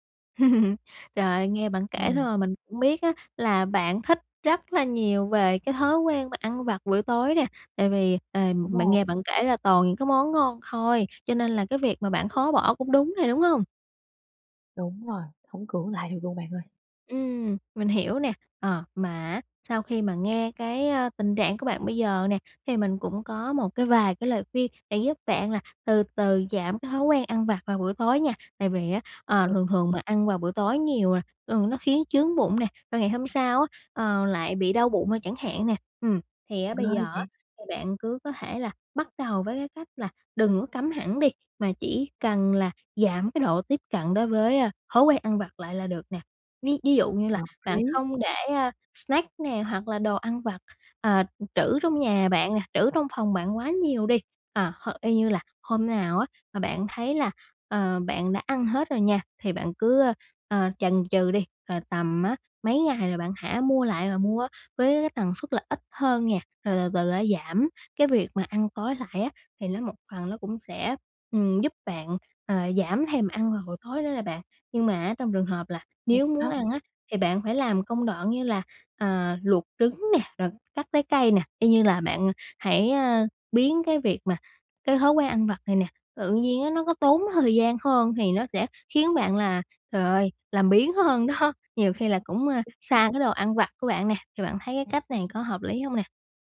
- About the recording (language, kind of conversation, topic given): Vietnamese, advice, Vì sao bạn khó bỏ thói quen ăn vặt vào buổi tối?
- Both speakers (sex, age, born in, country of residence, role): female, 20-24, Vietnam, Vietnam, advisor; female, 20-24, Vietnam, Vietnam, user
- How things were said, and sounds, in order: laugh; tapping; other background noise; laughing while speaking: "trời ơi, làm biếng hơn đó!"